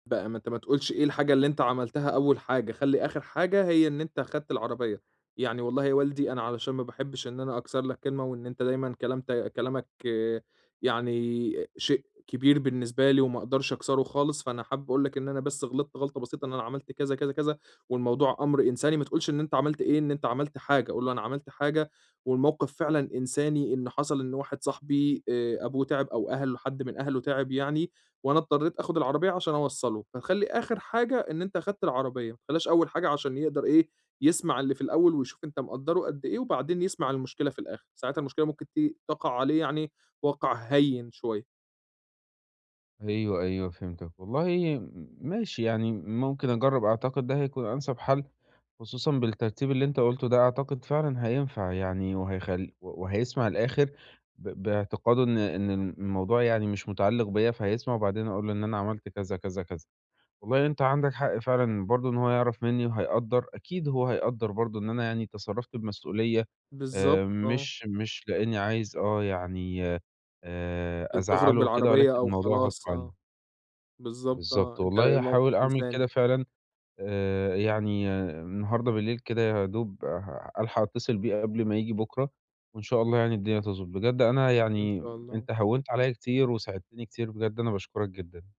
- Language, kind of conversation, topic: Arabic, advice, إزاي أتحمّل مسؤولية غلطتي وأصلّح الضرر بصدق وباحترام؟
- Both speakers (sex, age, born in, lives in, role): male, 20-24, Egypt, Italy, user; male, 25-29, Egypt, Egypt, advisor
- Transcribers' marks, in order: tapping